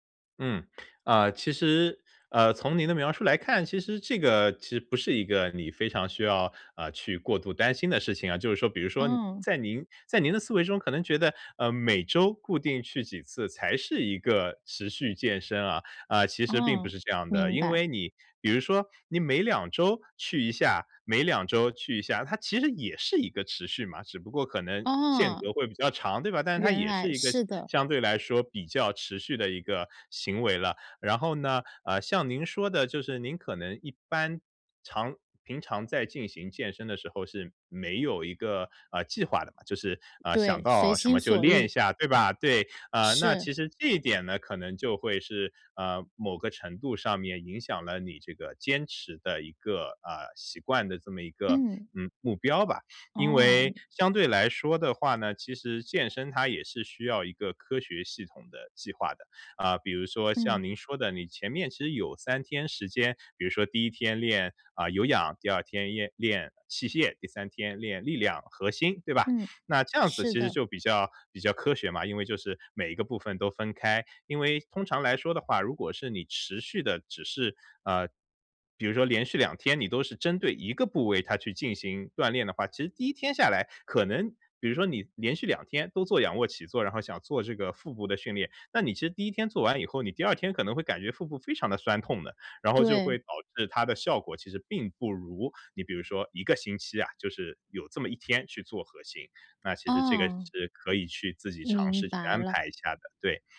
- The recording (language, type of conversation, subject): Chinese, advice, 我怎样才能建立可持续、长期稳定的健身习惯？
- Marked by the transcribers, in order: tapping; other background noise